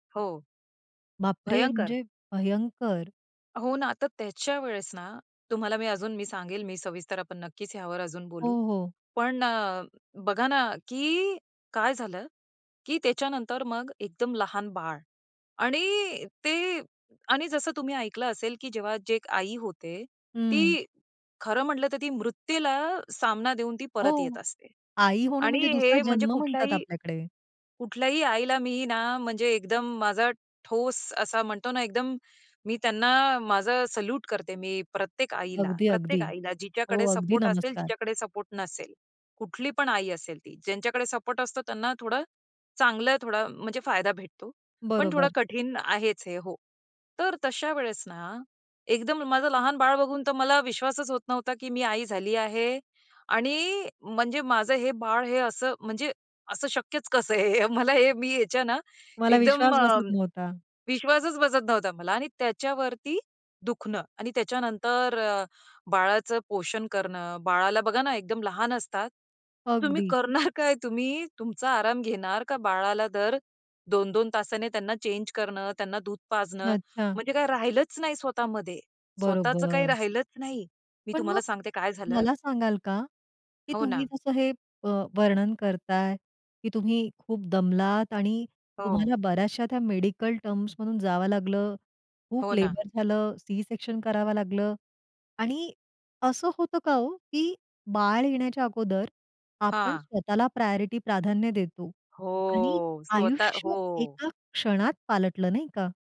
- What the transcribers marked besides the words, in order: surprised: "बापरे!"; laughing while speaking: "कसं आहे हे मला हे"; laughing while speaking: "करणार"; in English: "चेंज"; in English: "लेबर"; in English: "प्रायोरिटी"; drawn out: "हो"
- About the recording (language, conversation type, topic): Marathi, podcast, तुम्हाला कधी असं वाटलं का की तुमचं ध्येय हरवलं आहे, आणि तुम्ही ते पुन्हा कसं गाठलं?